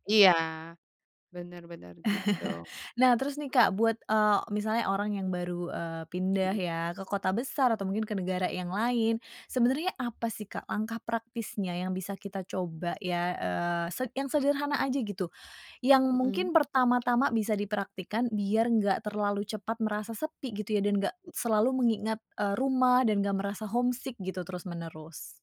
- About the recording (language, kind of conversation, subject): Indonesian, podcast, Gimana caramu mengatasi rasa kesepian di kota besar?
- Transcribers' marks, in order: laugh; in English: "homesick"